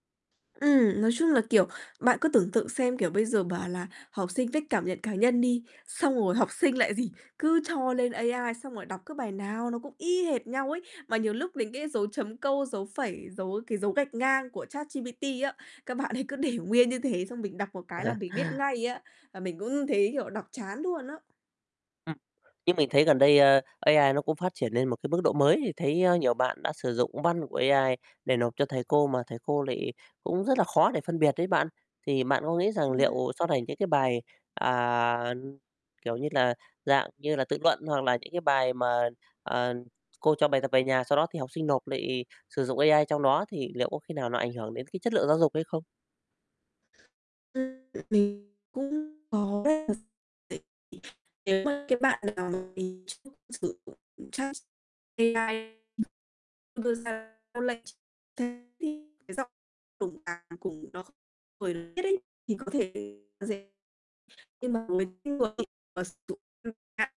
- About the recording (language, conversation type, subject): Vietnamese, podcast, Bạn thấy trí tuệ nhân tạo đã thay đổi đời sống hằng ngày như thế nào?
- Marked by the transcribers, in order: tapping; other background noise; laughing while speaking: "bạn"; laughing while speaking: "để"; laughing while speaking: "Ờ"; distorted speech; unintelligible speech; unintelligible speech; unintelligible speech; unintelligible speech; unintelligible speech; unintelligible speech